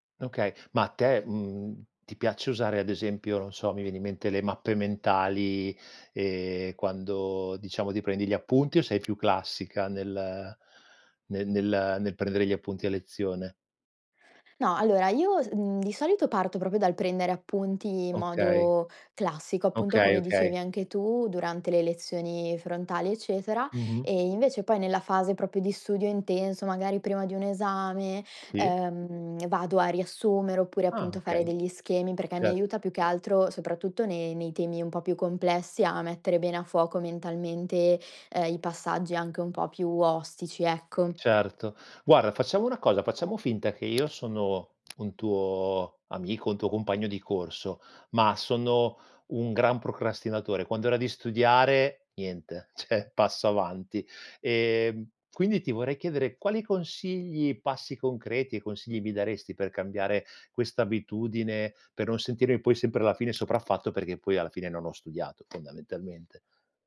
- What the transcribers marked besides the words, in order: other background noise; laughing while speaking: "cioè, passo avanti"
- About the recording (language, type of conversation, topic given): Italian, podcast, Come costruire una buona routine di studio che funzioni davvero?